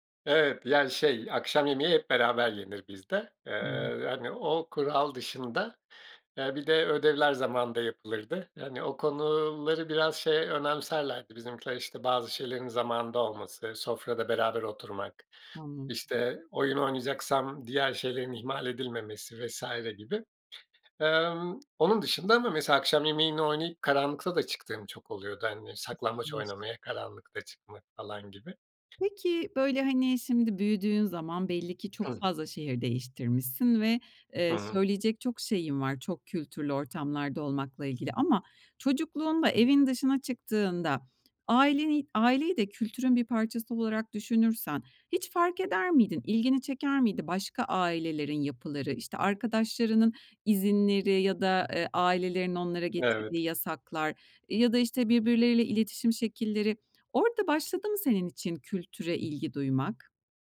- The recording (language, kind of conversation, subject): Turkish, podcast, Çok kültürlü olmak seni nerede zorladı, nerede güçlendirdi?
- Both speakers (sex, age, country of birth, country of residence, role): female, 45-49, Turkey, Spain, host; male, 40-44, Turkey, Portugal, guest
- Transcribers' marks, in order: unintelligible speech; other background noise; tapping; unintelligible speech